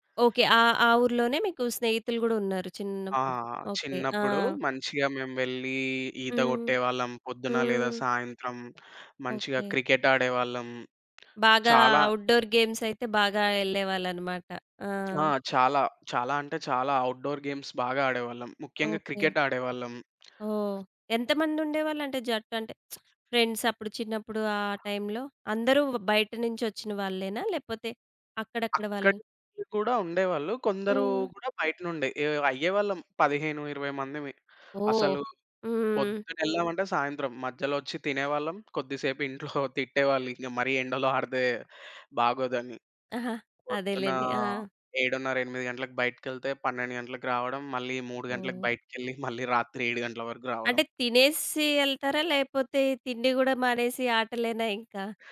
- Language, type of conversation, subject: Telugu, podcast, మీకు అత్యంత ఇష్టమైన ఋతువు ఏది, అది మీకు ఎందుకు ఇష్టం?
- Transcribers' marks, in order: lip smack; in English: "ఔట్‌డోర్ గేమ్స్"; in English: "ఔట్‌డోర్ గేమ్స్"; lip smack; other background noise; in English: "ఫ్రెండ్స్"